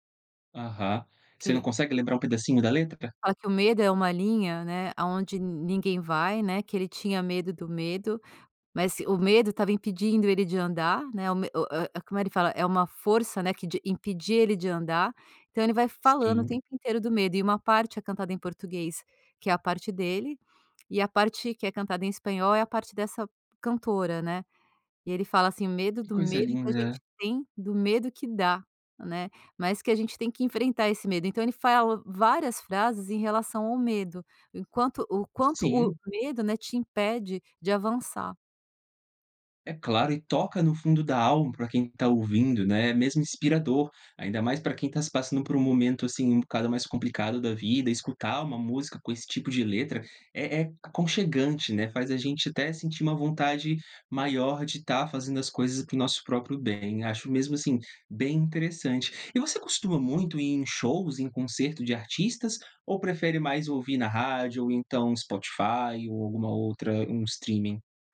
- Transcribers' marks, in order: none
- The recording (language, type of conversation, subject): Portuguese, podcast, Tem alguma música que te lembra o seu primeiro amor?